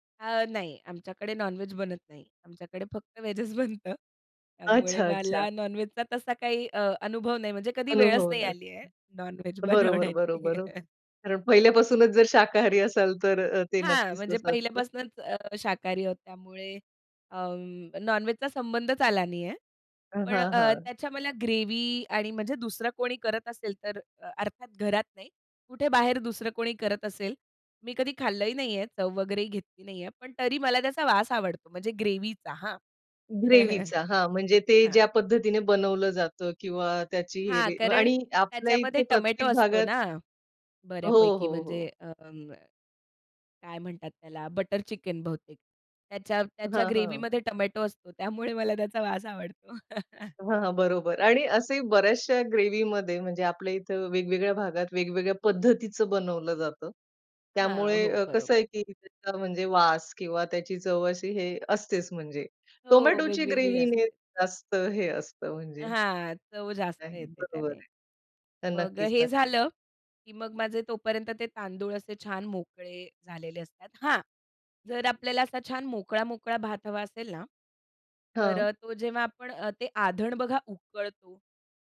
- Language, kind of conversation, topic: Marathi, podcast, मेहमान आले तर तुम्ही काय खास तयार करता?
- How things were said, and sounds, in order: in English: "नॉन-व्हेज"; other noise; laughing while speaking: "व्हेजच बनतं. त्यामुळे मला नॉन-व्हेज … आहे, नॉन-व्हेज बनवण्याची"; in English: "नॉन-व्हेज"; in English: "नॉन-व्हेज"; laughing while speaking: "पहिल्यापासूनच जर शाकाहारी असाल तर"; other background noise; in English: "नॉन-व्हेजचा"; tapping; in English: "ग्रेव्ही"; in English: "ग्रेव्हीचा"; in English: "ग्रेव्हीचा"; chuckle; in English: "बटर चिकन"; in English: "ग्रेव्हीमध्ये"; laughing while speaking: "त्यामुळे मला त्याचा वास आवडतो"; laugh; in English: "ग्रेव्हीमध्ये"; in English: "ग्रेव्हीने"